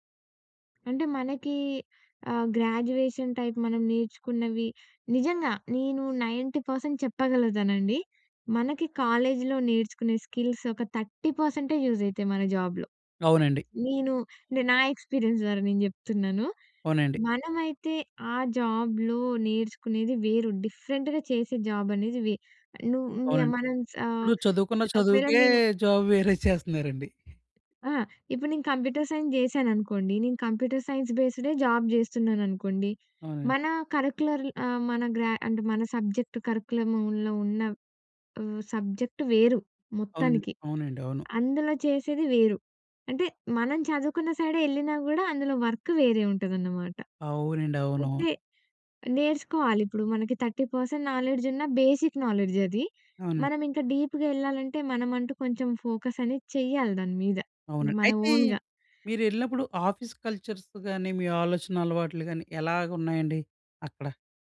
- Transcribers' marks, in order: other background noise; in English: "గ్రాడ్యుయేషన్ టైప్"; in English: "నైన్టీ పర్సెంట్"; in English: "స్కిల్స్"; in English: "థర్టీ"; in English: "యూజ్"; in English: "జాబ్‌లో"; in English: "ఎక్స్‌పీరియన్స్"; in English: "జాబ్‌లో"; in English: "డిఫరెంట్‌గా"; in English: "జాబ్"; laughing while speaking: "వేరే చేస్తున్నారండి"; tapping; in English: "కంప్యూటర్ సైన్స్"; in English: "కంప్యూటర్ సైన్స్"; in English: "జాబ్"; in English: "కరిక్యులర్"; in English: "సబ్జెక్ట్"; in English: "వర్క్"; in English: "థర్టీ పర్సెంట్"; in English: "బేసిక్"; in English: "డీప్‍గా"; in English: "ఓన్‌గా"; in English: "ఆఫీస్ కల్చర్స్"
- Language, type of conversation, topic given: Telugu, podcast, మల్టీటాస్కింగ్ చేయడం మానేసి మీరు ఏకాగ్రతగా పని చేయడం ఎలా అలవాటు చేసుకున్నారు?